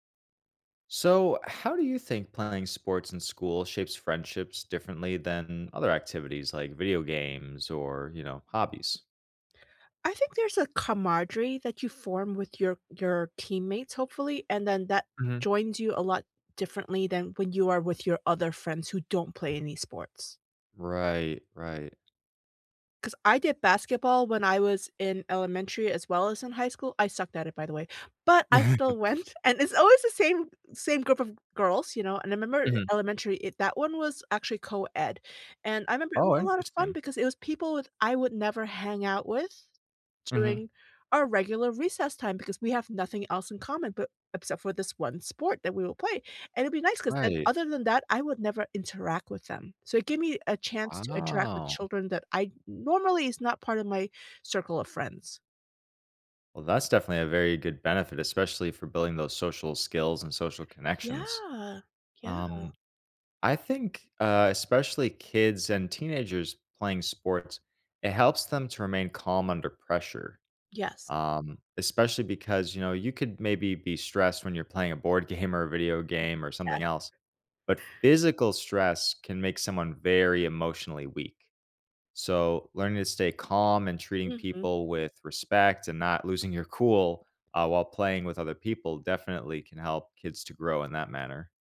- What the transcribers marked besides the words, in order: "camaraderie" said as "camadrie"; tapping; chuckle; joyful: "and it's always the same"; other background noise; laughing while speaking: "game"
- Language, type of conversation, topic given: English, unstructured, How can I use school sports to build stronger friendships?